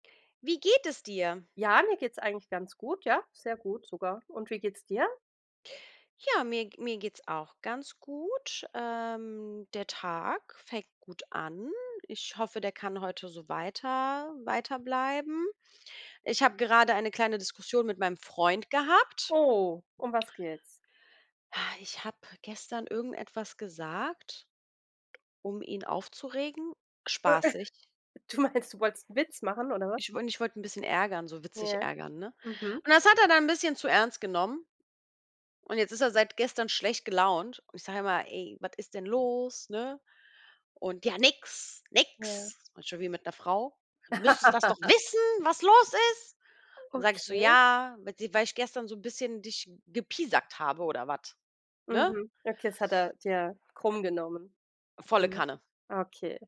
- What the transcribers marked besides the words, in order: tapping; sigh; chuckle; laughing while speaking: "Du meinst"; put-on voice: "ja, nix, nix"; laugh; put-on voice: "Du müsstest das doch wissen, was los ist"; other background noise; unintelligible speech
- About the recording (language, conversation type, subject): German, unstructured, Wie kannst du deine Meinung sagen, ohne jemanden zu verletzen?